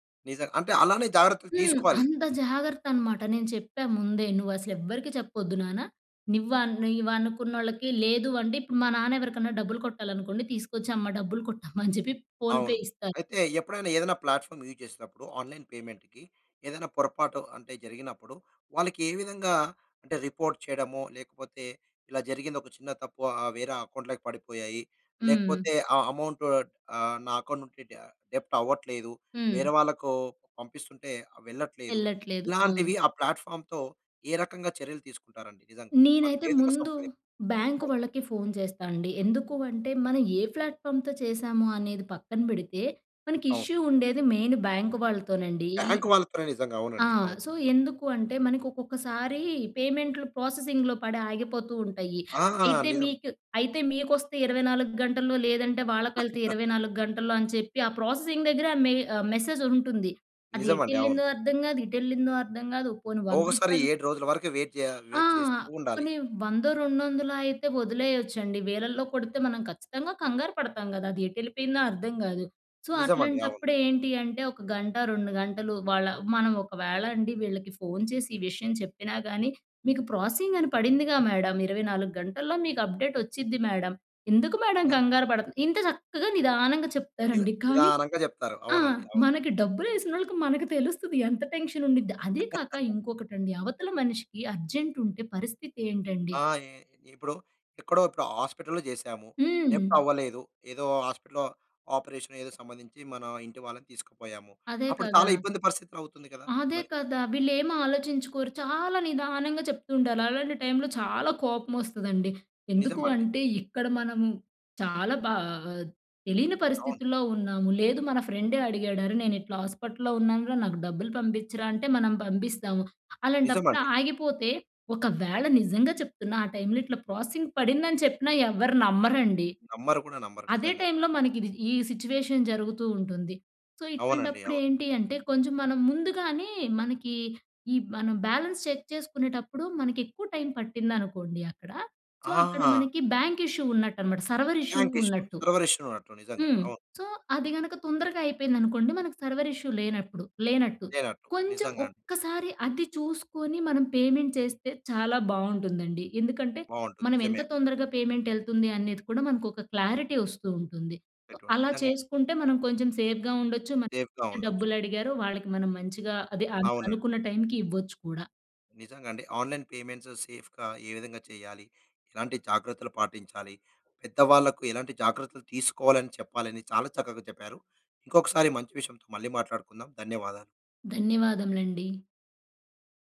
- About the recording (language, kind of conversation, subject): Telugu, podcast, ఆన్‌లైన్ చెల్లింపులు సురక్షితంగా చేయాలంటే మీ అభిప్రాయం ప్రకారం అత్యంత ముఖ్యమైన జాగ్రత్త ఏమిటి?
- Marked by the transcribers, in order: chuckle; in English: "ఫోన్‌పే"; in English: "ప్లాట్‌ఫామ్ యూజ్"; in English: "ఆన్‌లైన్ పేమెంట్‌కి"; in English: "రిపోర్ట్"; in English: "అకౌంట్‌లోకి"; in English: "అమౌంట్"; in English: "అకౌంట్"; in English: "డెబ్ట్"; in English: "ప్లాట్‌ఫామ్‌తో"; in English: "బ్యాంక్"; in English: "ఫ్లాట్‌ఫామ్‌తో"; in English: "ఇష్యూ"; in English: "మెయిన్ బ్యాంక్"; in English: "బ్యాంక్"; in English: "సో"; in English: "ప్రాసెసింగ్‌లో"; chuckle; in English: "ప్రాసెసింగ్"; in English: "మెసేజ్"; in English: "వెయిట్"; in English: "వెయిట్"; in English: "సో"; in English: "ప్రోసెసింగ్"; in English: "మేడం"; in English: "అప్‌డేట్"; in English: "మేడం"; chuckle; in English: "మేడం"; chuckle; in English: "టెన్షన్"; laugh; in English: "అర్జెంట్"; in English: "హాస్పిటల్‌లో"; in English: "డెబ్ట్"; in English: "హాస్పిటల్‌లో ఆపరేషన్"; in English: "టైంలో"; in English: "హాస్పటల్‌లో"; in English: "టైమ్‌లో"; in English: "ప్రోసెసింగ్"; in English: "టైంలో"; in English: "సిచ్యువేషన్"; in English: "సో"; in English: "బ్యాలెన్స్ చెక్"; in English: "టైం"; in English: "సో"; in English: "బ్యాంక్ ఇష్యూ"; in English: "సర్వర్ ఇష్యూ"; in English: "బ్యాంక్ ఇష్యూ, సర్వర్ ఇష్యూ"; in English: "సో"; in English: "సర్వర్ ఇష్యూ"; stressed: "ఒక్కసారి"; in English: "పేమెంట్"; in English: "పేమెంట్"; in English: "క్లారిటీ"; in English: "సో"; unintelligible speech; in English: "సేఫ్‌గా"; in English: "సేఫ్‌గా"; in English: "టైమ్‌కి"; in English: "ఆన్‌లైన్ పేమెంట్స్ సేఫ్‌గా"